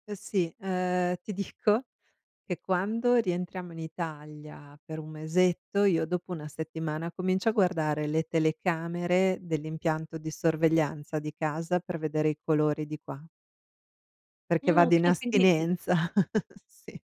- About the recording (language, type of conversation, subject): Italian, podcast, Qual è il gesto quotidiano che ti fa sentire a casa?
- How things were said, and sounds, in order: laughing while speaking: "dico"; chuckle